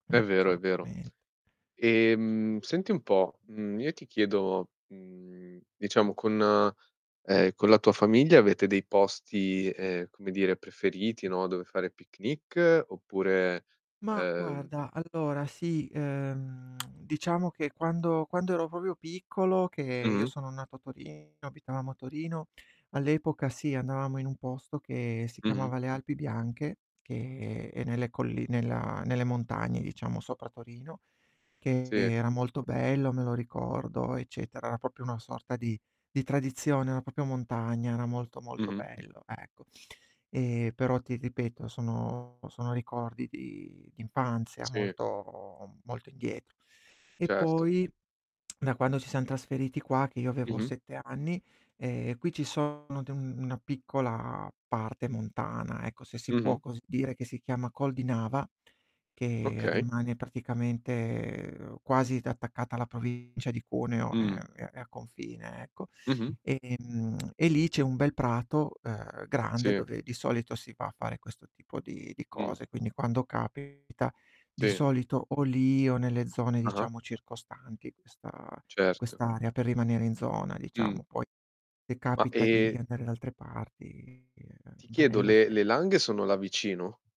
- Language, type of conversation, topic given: Italian, unstructured, Qual è il tuo ricordo più bello legato a un picnic?
- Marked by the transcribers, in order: distorted speech; tapping; tongue click; "proprio" said as "propro"; static; "proprio" said as "popio"; "proprio" said as "popio"; other background noise; tsk; tongue click